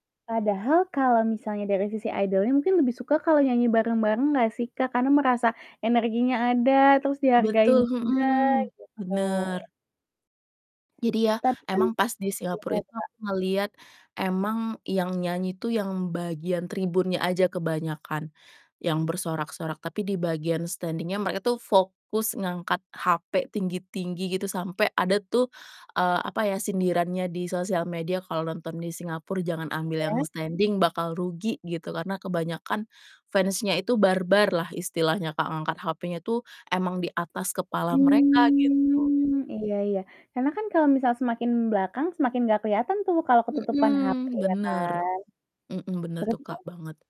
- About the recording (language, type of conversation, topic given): Indonesian, podcast, Kapan terakhir kali kamu menonton konser, dan bagaimana pengalamanmu?
- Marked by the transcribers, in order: static; in English: "idol-nya"; distorted speech; in English: "standing-nya"; in English: "standing"; drawn out: "Mmm"; tapping